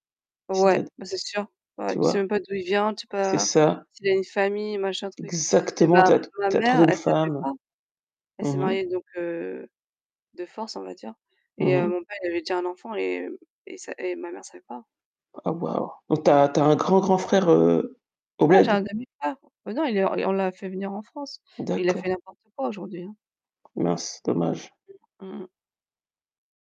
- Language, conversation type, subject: French, unstructured, Comment gères-tu la jalousie dans une relation amoureuse ?
- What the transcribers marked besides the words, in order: distorted speech; in English: "dead"; tapping; stressed: "Exactement"; other background noise